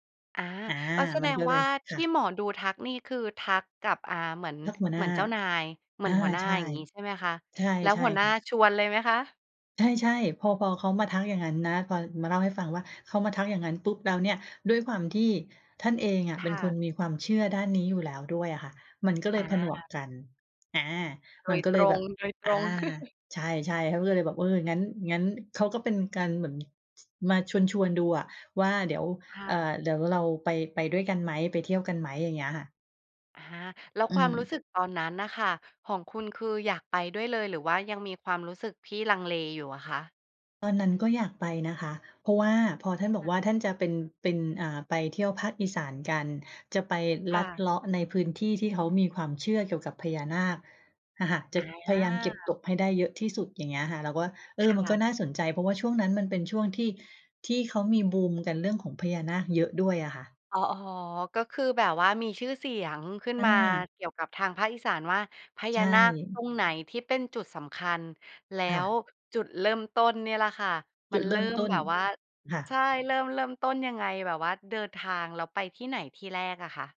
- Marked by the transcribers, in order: other background noise; chuckle
- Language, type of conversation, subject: Thai, podcast, มีสถานที่ไหนที่มีความหมายทางจิตวิญญาณสำหรับคุณไหม?